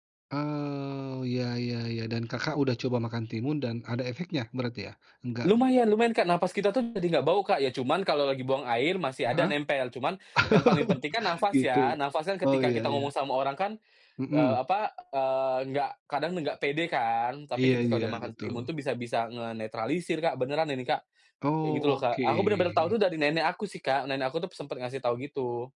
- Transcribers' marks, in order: drawn out: "Aw"; other background noise; chuckle
- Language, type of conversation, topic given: Indonesian, podcast, Aroma masakan apa yang langsung membuat kamu teringat rumah?